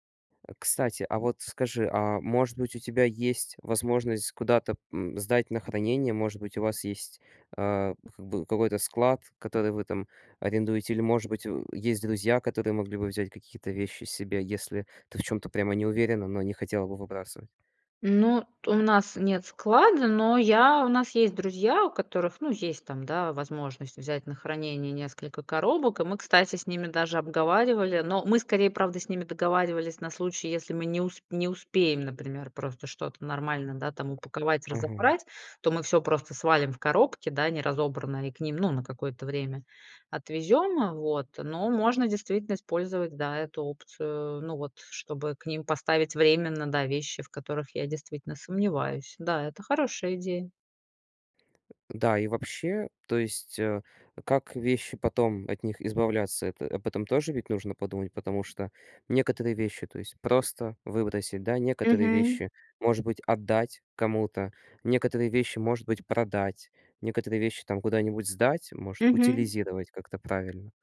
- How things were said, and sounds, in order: other background noise
- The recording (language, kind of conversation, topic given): Russian, advice, Как при переезде максимально сократить количество вещей и не пожалеть о том, что я от них избавился(ась)?